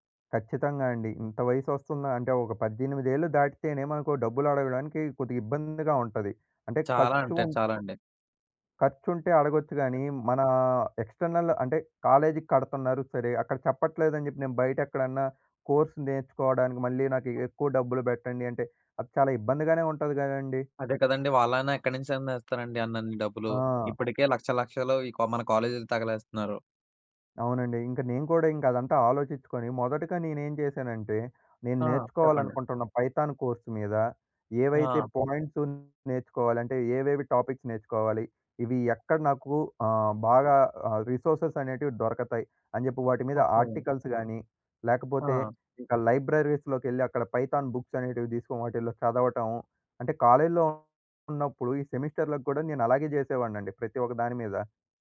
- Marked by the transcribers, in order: other background noise; in English: "ఎక్స్‌ట్రనల్"; in English: "కోర్స్"; in English: "పైథాన్ కోర్స్"; in English: "టాపిక్స్"; in English: "ఆర్టికల్స్"; in English: "లైబ్రరీస్‌లోకెళ్ళి"; in English: "పైథాన్"; in English: "సెమిస్టర్‌లకి"
- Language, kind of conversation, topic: Telugu, podcast, పరిమిత బడ్జెట్‌లో ఒక నైపుణ్యాన్ని ఎలా నేర్చుకుంటారు?